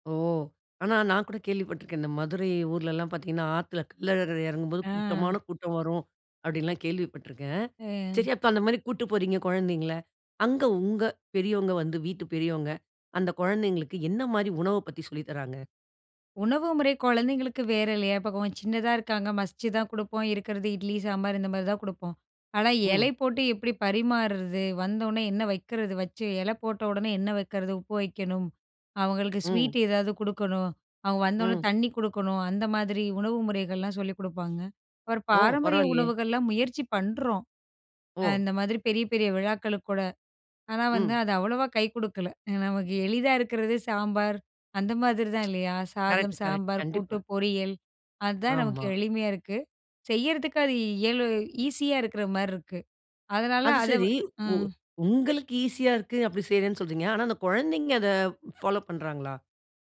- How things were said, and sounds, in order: other background noise
- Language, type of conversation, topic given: Tamil, podcast, உங்கள் குடும்ப மதிப்புகளை குழந்தைகளுக்கு எப்படி கற்பிப்பீர்கள்?